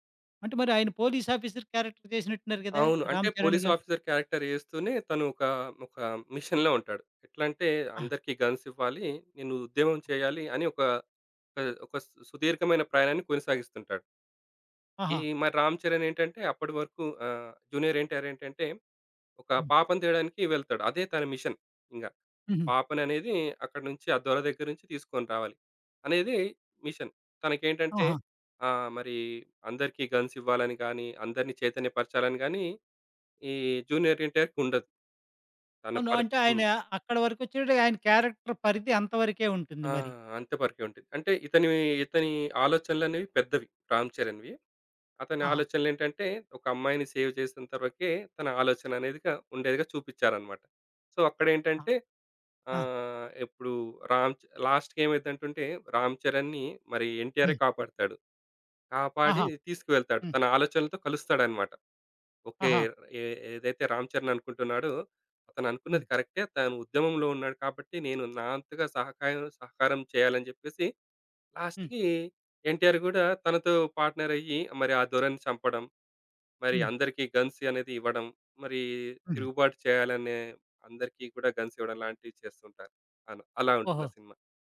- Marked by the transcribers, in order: in English: "పోలీస్ ఆఫీసర్ క్యారెక్టర్"; in English: "పోలీస్ ఆఫీసర్ క్యారెక్టర్"; in English: "మిషన్‌లో"; in English: "గన్స్"; other background noise; in English: "మిషన్"; in English: "మిషన్"; in English: "గన్స్"; in English: "క్యారెక్టర్"; in English: "సేవ్"; in English: "సో"; in English: "లాస్ట్‌కి"; in English: "పార్ట్‌నర్"; in English: "గన్స్"; in English: "గన్స్"
- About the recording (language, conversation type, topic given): Telugu, podcast, ఒక పాట వింటే మీకు ఒక నిర్దిష్ట వ్యక్తి గుర్తుకొస్తారా?